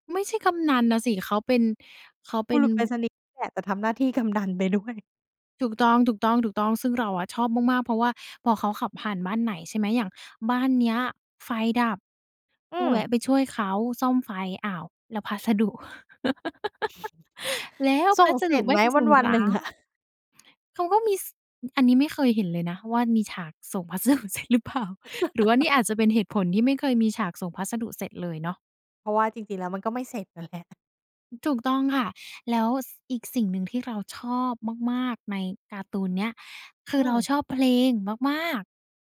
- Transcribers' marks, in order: laughing while speaking: "กำนันไปด้วย"; chuckle; laughing while speaking: "พัสดุเสร็จหรือเปล่า"; chuckle; laughing while speaking: "น่ะแหละ"
- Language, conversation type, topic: Thai, podcast, เล่าถึงความทรงจำกับรายการทีวีในวัยเด็กของคุณหน่อย